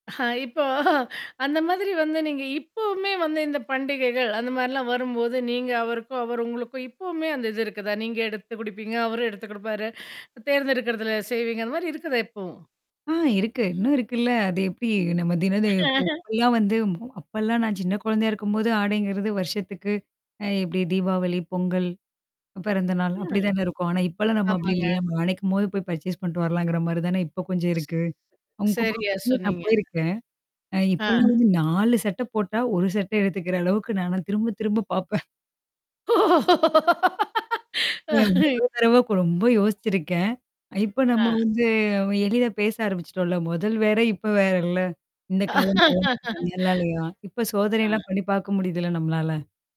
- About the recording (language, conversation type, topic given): Tamil, podcast, உங்கள் வாழ்க்கை சம்பவங்களோடு தொடர்புடைய நினைவுகள் உள்ள ஆடைகள் எவை?
- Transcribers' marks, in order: static; laughing while speaking: "இப்போ"; distorted speech; laugh; tapping; in English: "பர்சேஸ்"; mechanical hum; unintelligible speech; other noise; chuckle; laugh; unintelligible speech; laugh